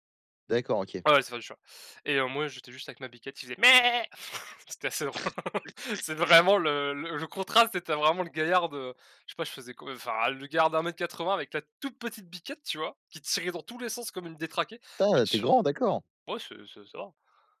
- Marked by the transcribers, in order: other background noise; put-on voice: "méhé"; laugh
- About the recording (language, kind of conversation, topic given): French, unstructured, Quel est ton meilleur souvenir de vacances ?